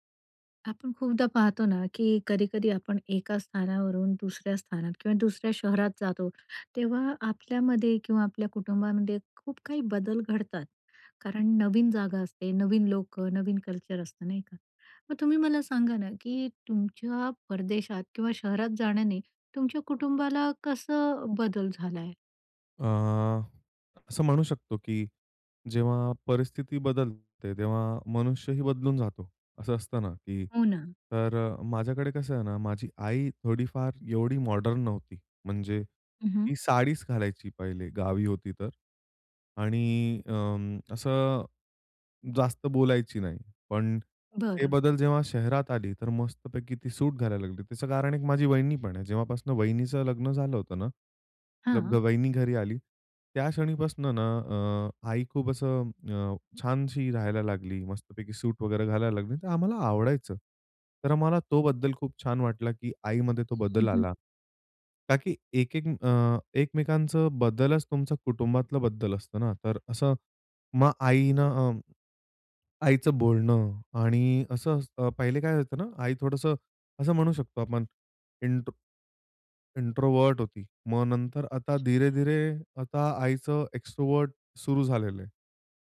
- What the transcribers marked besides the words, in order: in English: "कल्चर"; in English: "मॉडर्न"; in English: "सूट"; in Hindi: "मतलब"; in English: "सूट"; in English: "इन्ट्रो इन्ट्रोव्हर्ट"; in Hindi: "धीरे-धीरे"; other background noise; in English: "एक्सट्रोव्हर्ट"
- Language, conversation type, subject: Marathi, podcast, परदेशात किंवा शहरात स्थलांतर केल्याने तुमच्या कुटुंबात कोणते बदल झाले?